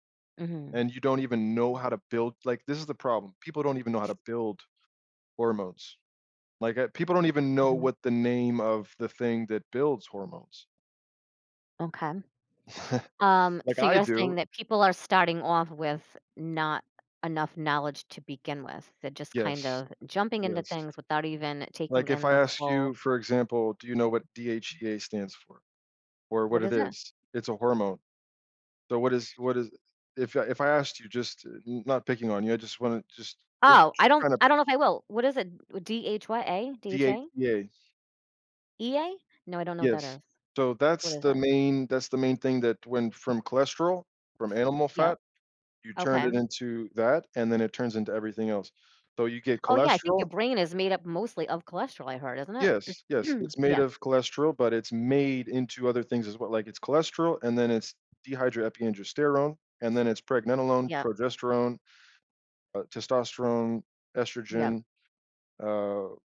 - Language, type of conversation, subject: English, unstructured, How do life experiences shape the way we view romantic relationships?
- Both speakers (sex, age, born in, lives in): female, 50-54, United States, United States; male, 35-39, United States, United States
- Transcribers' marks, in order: other background noise; chuckle; "So" said as "Tho"; throat clearing